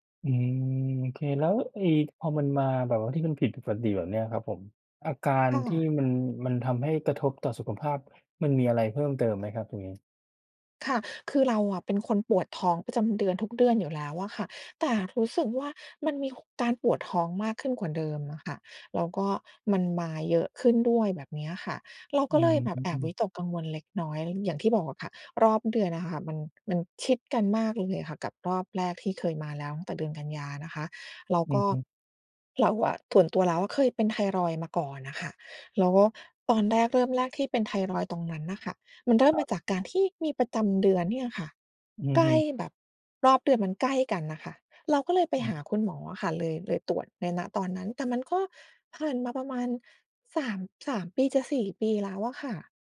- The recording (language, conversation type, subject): Thai, advice, ทำไมฉันถึงวิตกกังวลเรื่องสุขภาพทั้งที่ไม่มีสาเหตุชัดเจน?
- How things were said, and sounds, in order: other background noise